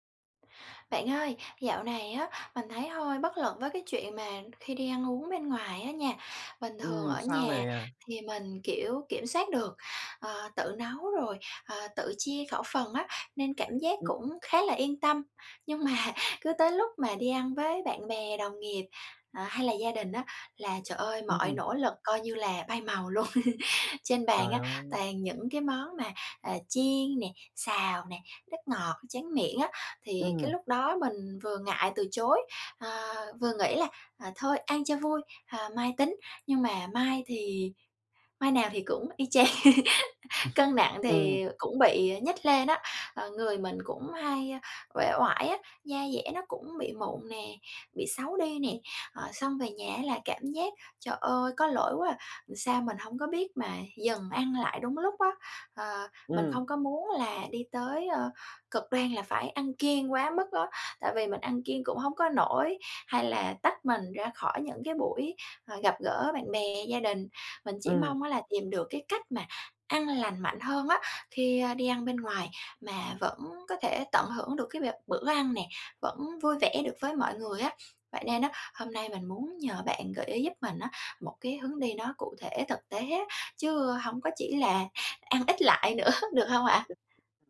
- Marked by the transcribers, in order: tapping; other background noise; laughing while speaking: "mà"; laugh; laughing while speaking: "chang"; laugh; laughing while speaking: "ít lại nữa"
- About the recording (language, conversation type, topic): Vietnamese, advice, Làm sao để ăn lành mạnh khi đi ăn ngoài mà vẫn tận hưởng bữa ăn?